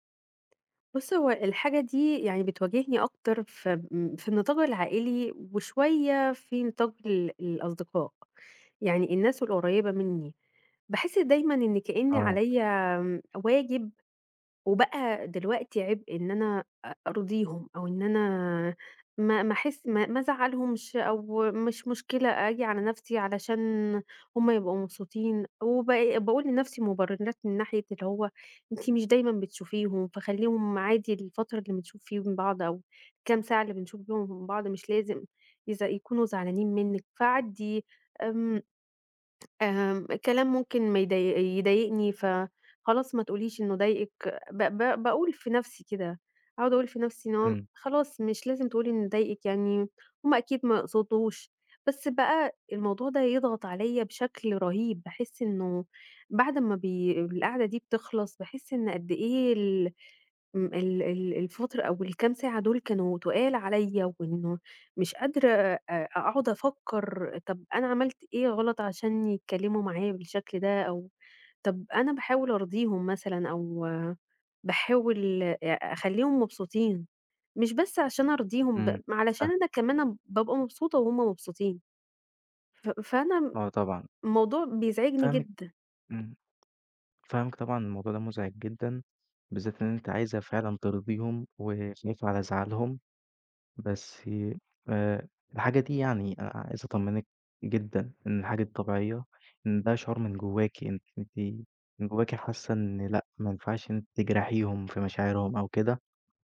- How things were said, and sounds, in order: tapping
- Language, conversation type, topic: Arabic, advice, إزاي أتعامل مع إحساسي إني مجبور أرضي الناس وبتهرّب من المواجهة؟